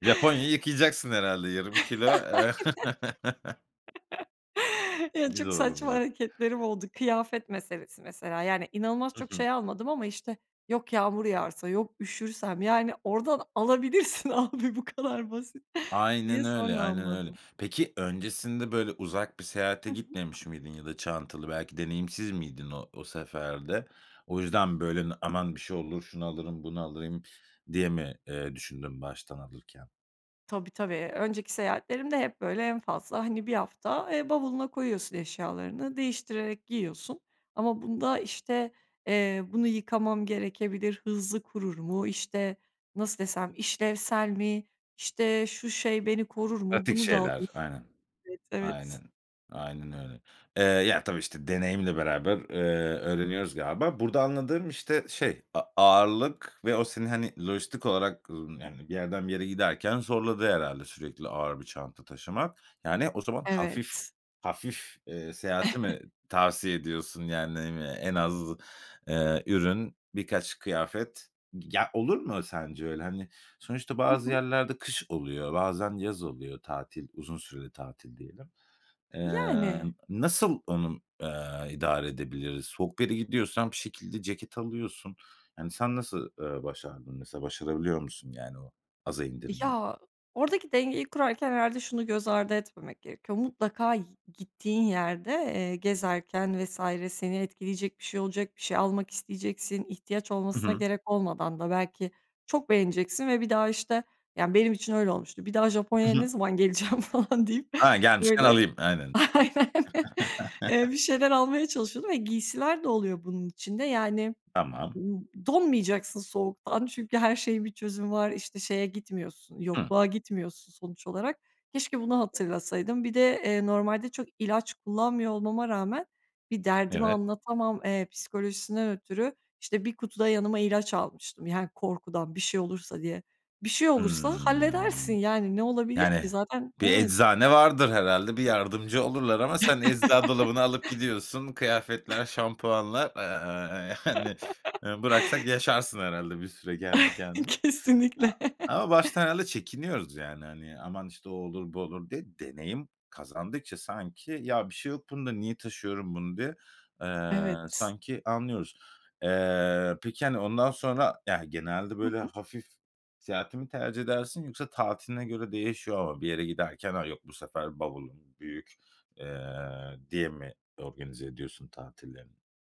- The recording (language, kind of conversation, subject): Turkish, podcast, Seyahat sırasında yaptığın hatalardan çıkardığın en önemli ders neydi?
- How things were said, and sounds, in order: laugh; chuckle; laugh; unintelligible speech; laughing while speaking: "alabilirsin abi, bu kadar basit"; tapping; other background noise; chuckle; laughing while speaking: "geleceğim? falan deyip"; laughing while speaking: "Aynen"; chuckle; unintelligible speech; drawn out: "Hımm"; chuckle; laughing while speaking: "yani"; chuckle; chuckle; laughing while speaking: "Kesinlikle"; chuckle